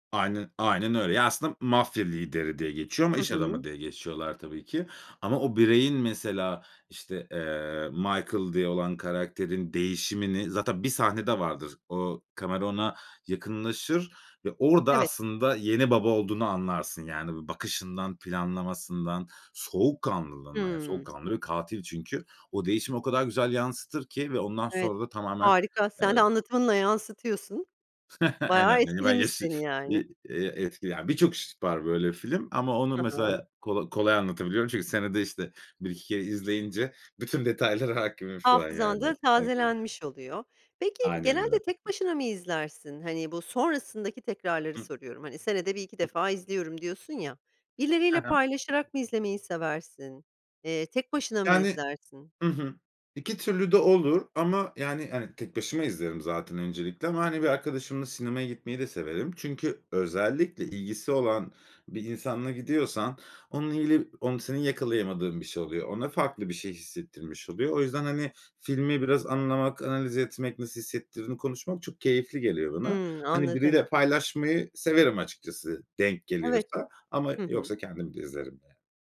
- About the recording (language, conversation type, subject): Turkish, podcast, En unutamadığın film deneyimini anlatır mısın?
- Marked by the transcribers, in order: chuckle; unintelligible speech